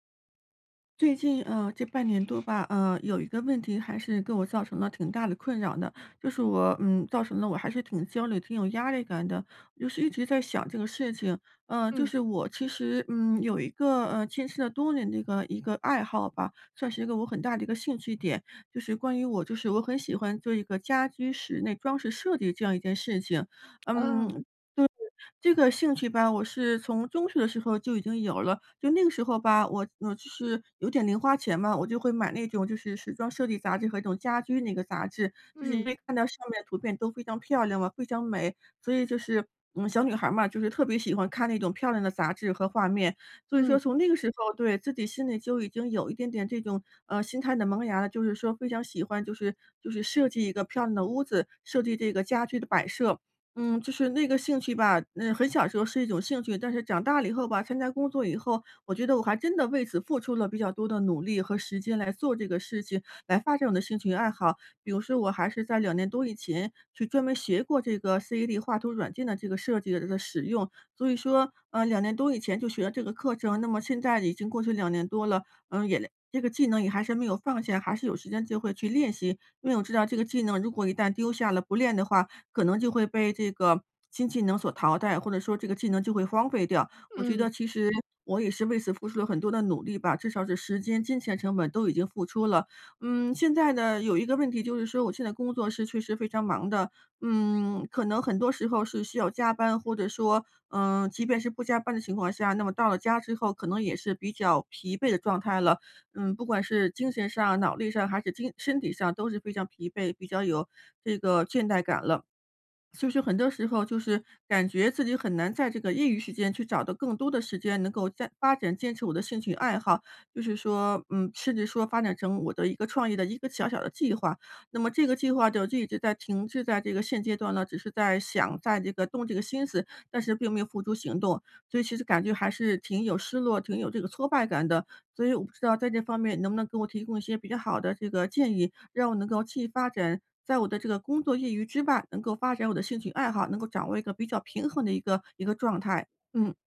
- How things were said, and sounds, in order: other background noise
- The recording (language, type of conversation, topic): Chinese, advice, 如何在繁忙的工作中平衡工作与爱好？